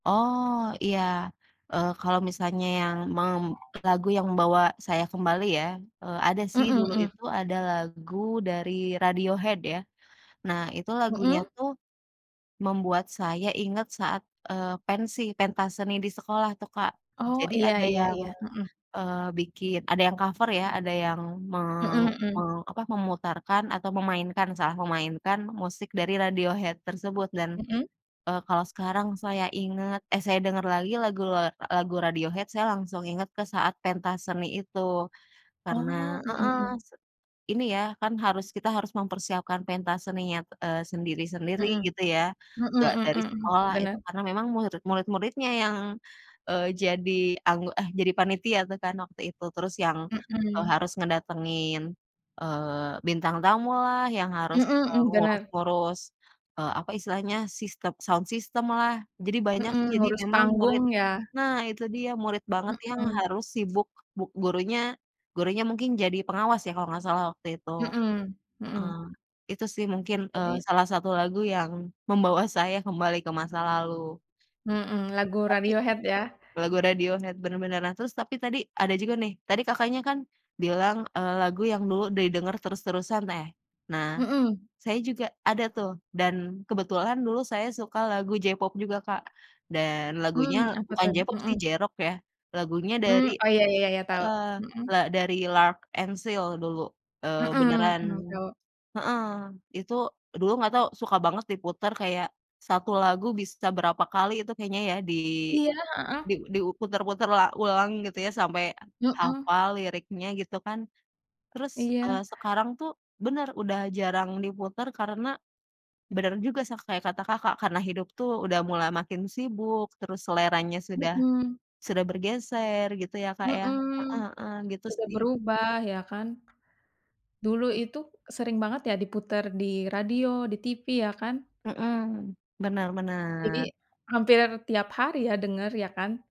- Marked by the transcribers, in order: tapping; other background noise; in English: "cover"; in English: "sound system"; unintelligible speech
- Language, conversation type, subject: Indonesian, unstructured, Lagu apa yang membuat kamu seolah kembali ke masa tertentu?